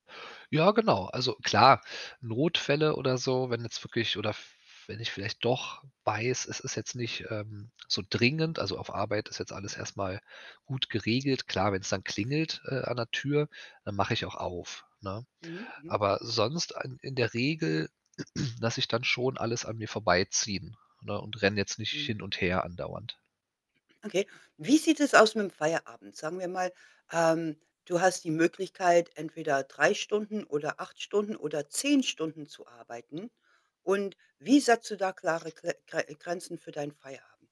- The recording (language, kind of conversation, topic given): German, podcast, Wie bewahrst du klare Grenzen zwischen Arbeit und Leben?
- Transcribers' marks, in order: other background noise; throat clearing; stressed: "zehn"